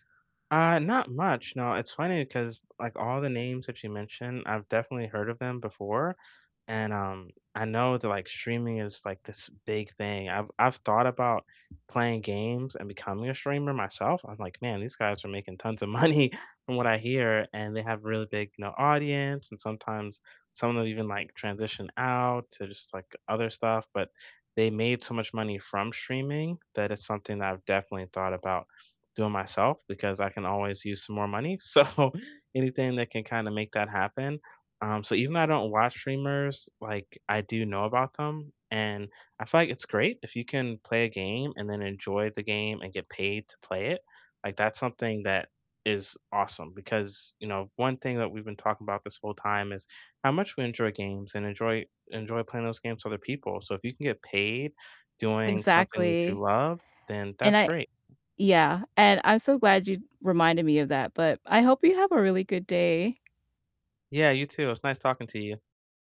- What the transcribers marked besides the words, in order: laughing while speaking: "money"; laughing while speaking: "so"; tapping
- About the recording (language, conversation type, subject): English, unstructured, Which video games unexpectedly brought you closer to others, and how did that connection happen?